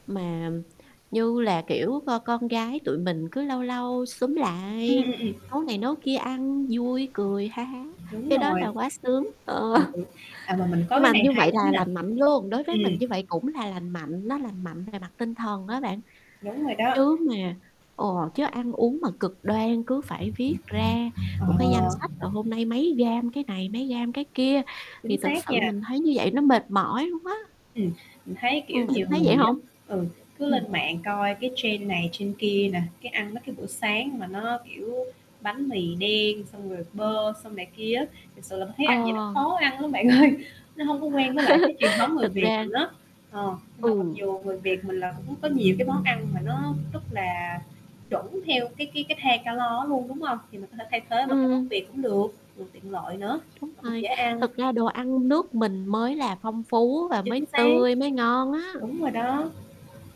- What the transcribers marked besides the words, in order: tapping; static; distorted speech; laughing while speaking: "ờ"; mechanical hum; in English: "trend"; in English: "trend"; laughing while speaking: "ơi"; laugh; other street noise
- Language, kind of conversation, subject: Vietnamese, podcast, Bạn có mẹo nào để ăn uống lành mạnh mà vẫn dễ áp dụng hằng ngày không?